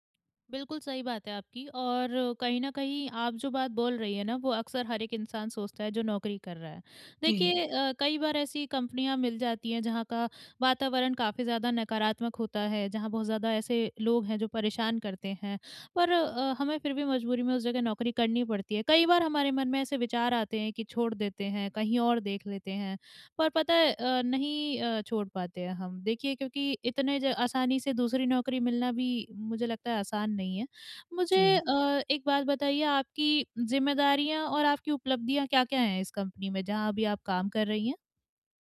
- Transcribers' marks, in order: none
- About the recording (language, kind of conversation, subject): Hindi, advice, प्रमोन्नति और मान्यता न मिलने पर मुझे नौकरी कब बदलनी चाहिए?